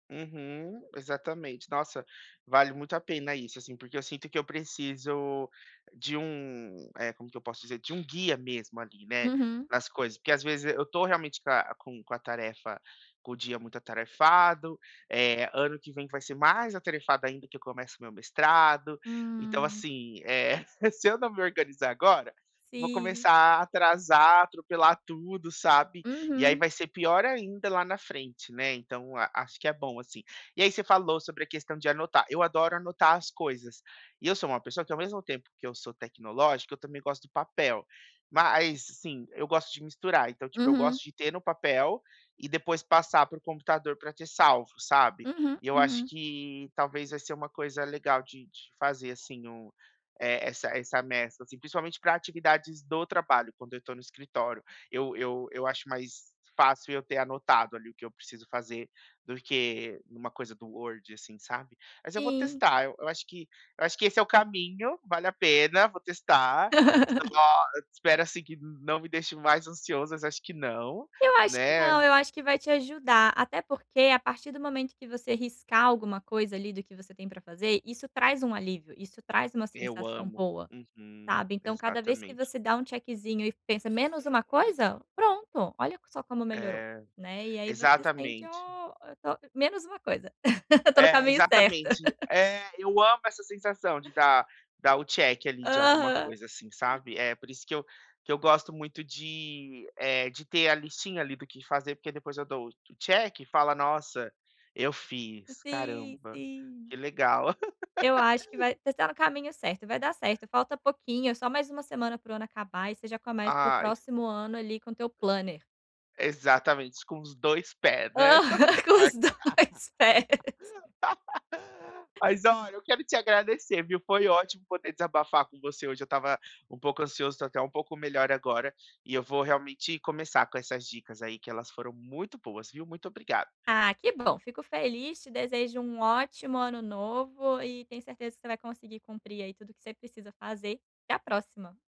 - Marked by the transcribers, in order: chuckle; other background noise; laugh; laugh; tapping; laugh; in English: "planner"; laughing while speaking: "Aham, com os dois pés"; laugh
- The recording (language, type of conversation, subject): Portuguese, advice, Como posso priorizar tarefas e definir metas para o meu negócio?